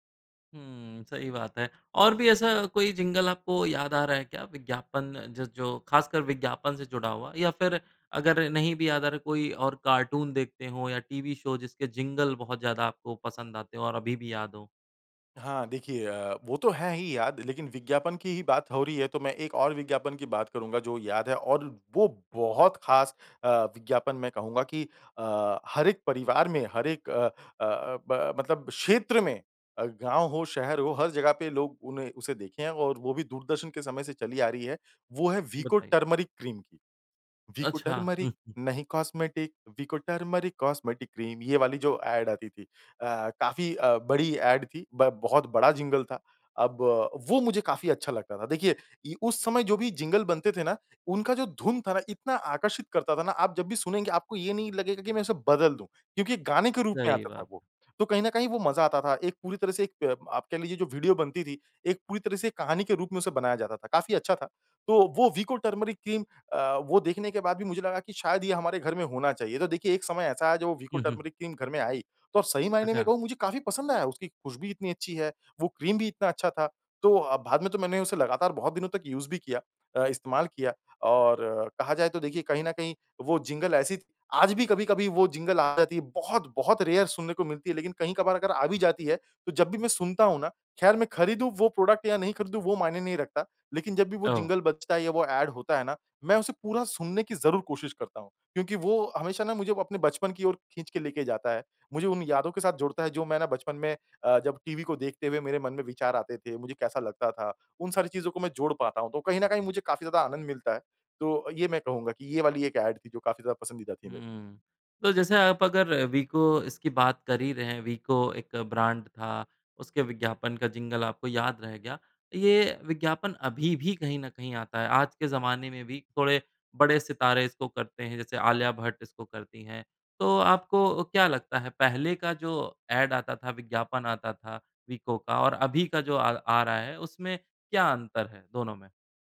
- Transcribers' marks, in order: in English: "जिंगल"; in English: "कार्टून"; in English: "शो"; in English: "जिंगल"; tapping; singing: "वीको टर्मेरिक, नहीं कॉस्मेटिक, वीको टर्मेरिक कॉस्मेटिक क्रीम"; in English: "एड"; chuckle; in English: "एड"; "खुशबू" said as "खुशबि"; in English: "यूज़"; in English: "रेयर"; in English: "प्रोडक्ट"; in English: "एड"; in English: "एड"; in English: "एड"
- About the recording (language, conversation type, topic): Hindi, podcast, किस पुराने विज्ञापन का जिंगल अब भी तुम्हारे दिमाग में घूमता है?